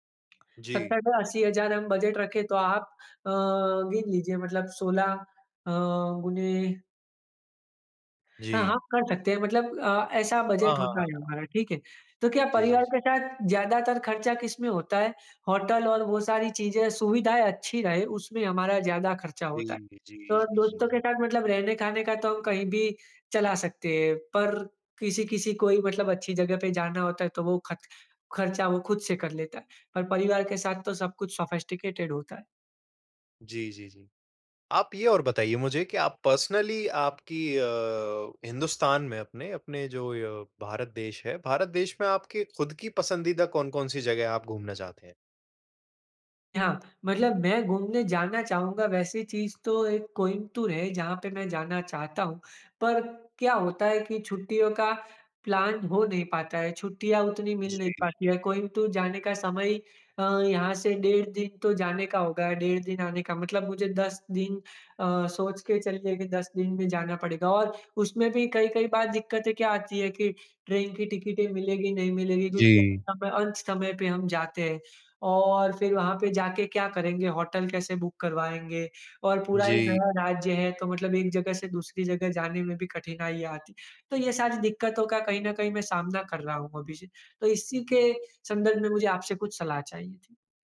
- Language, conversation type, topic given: Hindi, advice, यात्रा की योजना बनाना कहाँ से शुरू करूँ?
- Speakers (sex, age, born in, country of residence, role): male, 25-29, India, India, advisor; male, 25-29, India, India, user
- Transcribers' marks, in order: in English: "टू"; in English: "सोफिस्टिकेटेड"